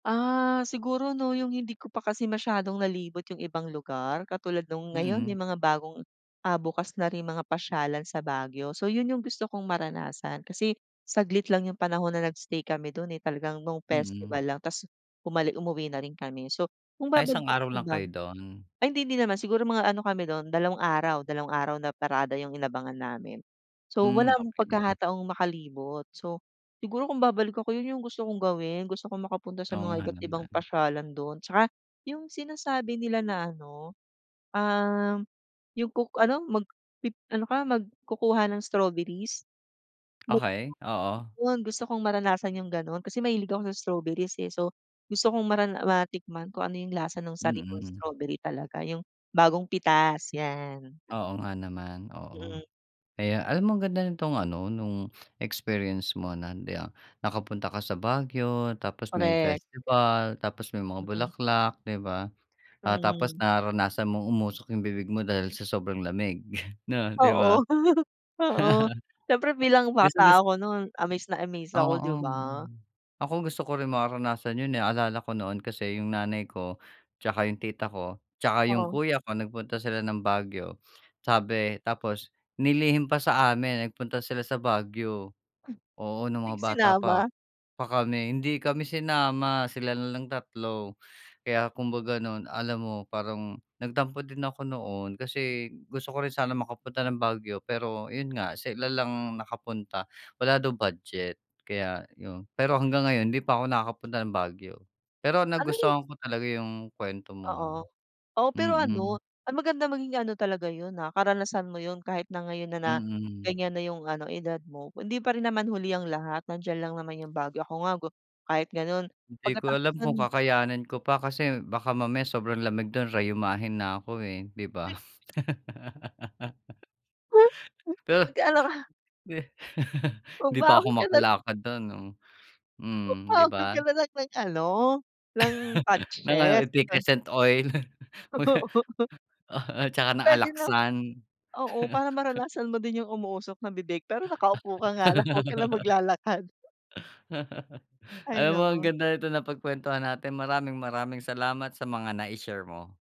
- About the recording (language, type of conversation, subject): Filipino, podcast, Ano ang paborito mong alaala mula sa pistang napuntahan mo?
- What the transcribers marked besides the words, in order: tapping; chuckle; other background noise; other noise; chuckle; laugh; chuckle; chuckle; chuckle